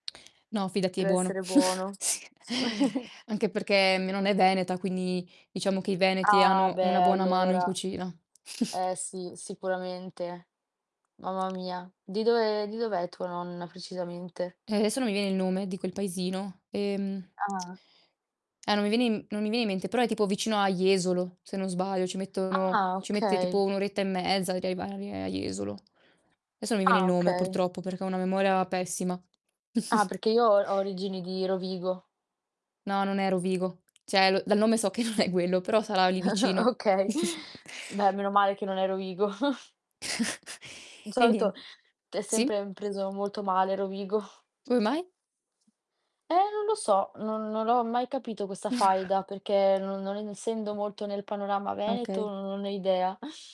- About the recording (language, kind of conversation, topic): Italian, unstructured, C’è un odore che ti riporta subito al passato?
- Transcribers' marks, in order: tapping; distorted speech; chuckle; sigh; chuckle; chuckle; "adesso" said as "esso"; other background noise; "arrivare" said as "arrievare"; snort; "Cioè" said as "ceh"; laughing while speaking: "che non è"; "quello" said as "guello"; chuckle; laughing while speaking: "Okay"; chuckle; chuckle; exhale; "essendo" said as "ensendo"